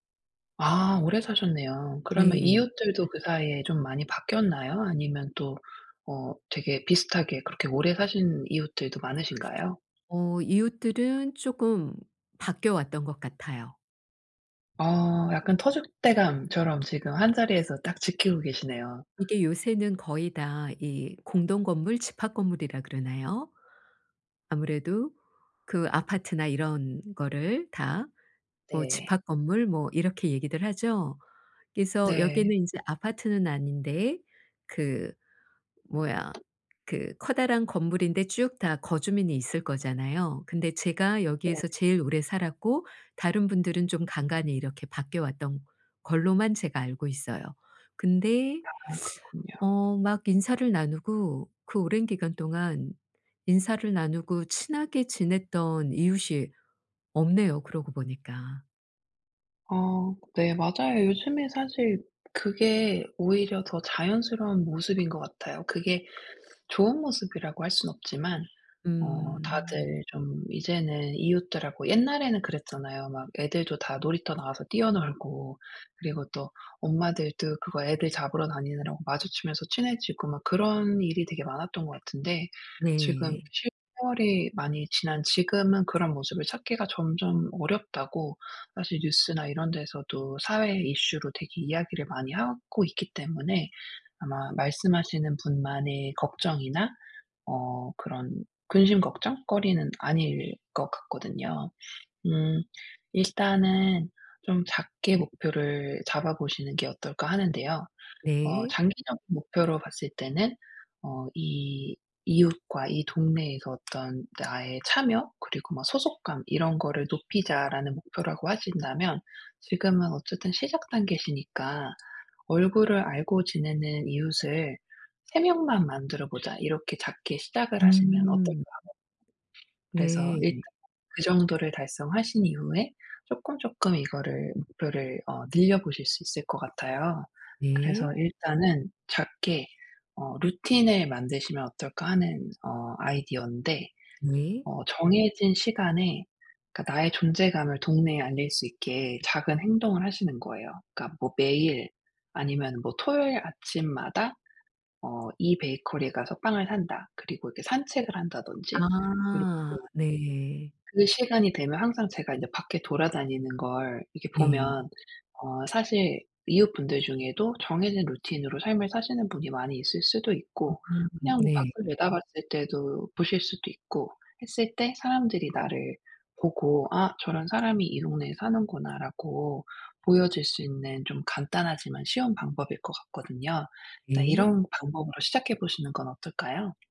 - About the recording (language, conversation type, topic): Korean, advice, 지역사회에 참여해 소속감을 느끼려면 어떻게 해야 하나요?
- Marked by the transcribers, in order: tapping; other background noise